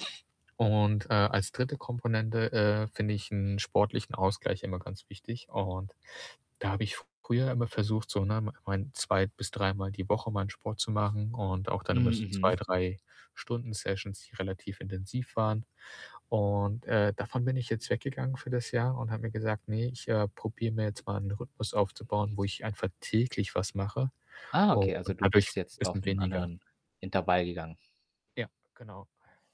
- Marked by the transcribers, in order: static; other background noise; distorted speech
- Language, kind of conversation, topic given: German, podcast, Hast du Rituale, mit denen du deinen Fokus zuverlässig in Gang bringst?